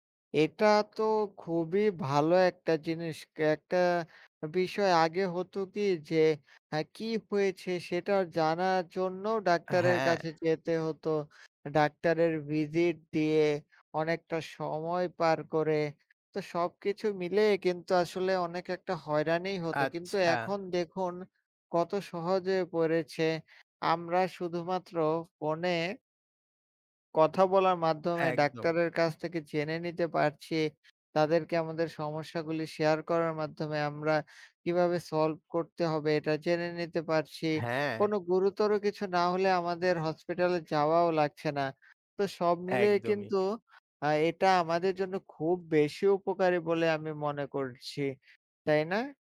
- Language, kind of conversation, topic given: Bengali, unstructured, বিজ্ঞান আমাদের স্বাস্থ্যের উন্নতিতে কীভাবে সাহায্য করে?
- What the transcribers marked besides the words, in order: tapping